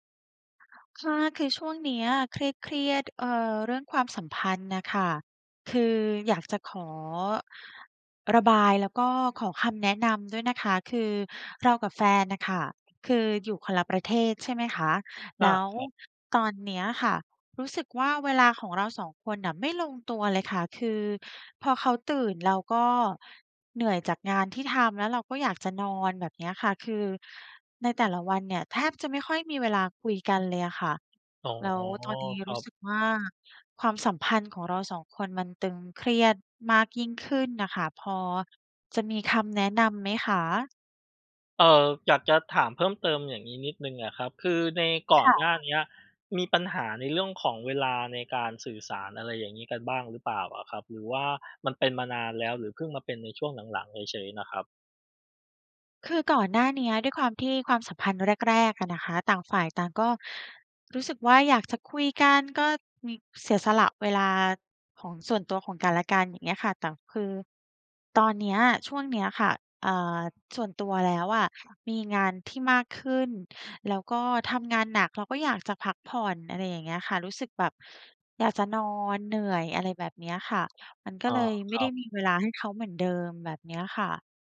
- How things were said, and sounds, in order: other background noise
- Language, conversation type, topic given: Thai, advice, คุณจะจัดการความสัมพันธ์ที่ตึงเครียดเพราะไม่ลงตัวเรื่องเวลาอย่างไร?